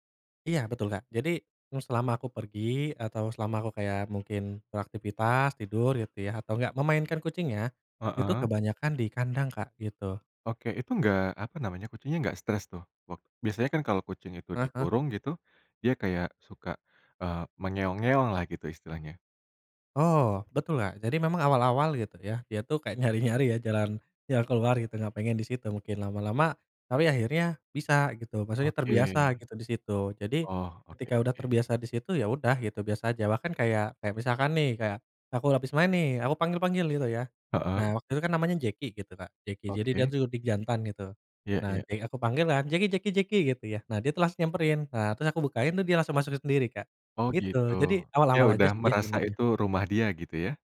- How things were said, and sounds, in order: tapping; unintelligible speech
- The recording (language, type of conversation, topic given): Indonesian, podcast, Bagaimana pengalaman pertama kamu merawat hewan peliharaan?